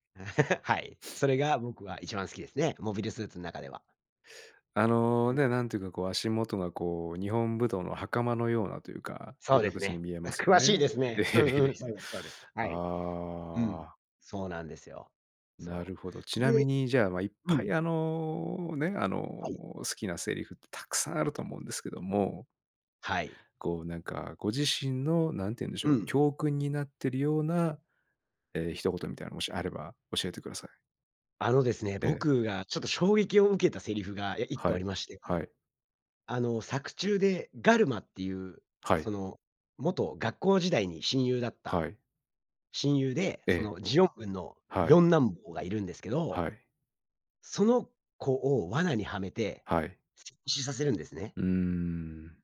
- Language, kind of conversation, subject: Japanese, podcast, アニメで心に残ったキャラクターは誰ですか？
- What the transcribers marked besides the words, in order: laugh; laughing while speaking: "いえ いえ いえ いえ"; unintelligible speech